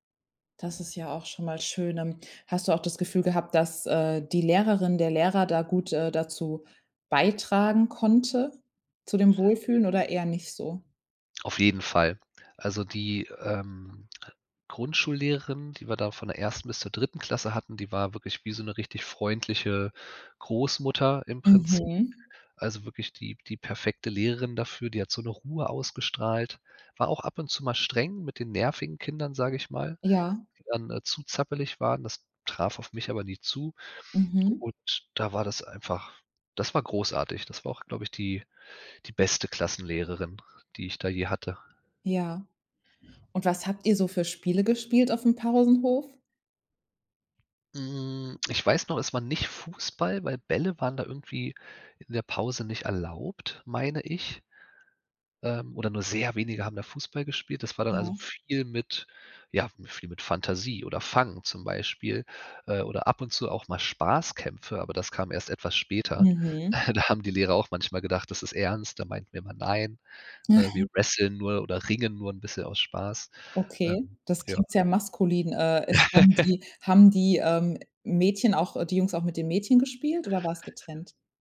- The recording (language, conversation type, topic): German, podcast, Kannst du von deinem ersten Schultag erzählen?
- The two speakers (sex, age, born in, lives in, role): female, 30-34, Germany, Germany, host; male, 35-39, Germany, Germany, guest
- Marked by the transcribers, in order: chuckle; laugh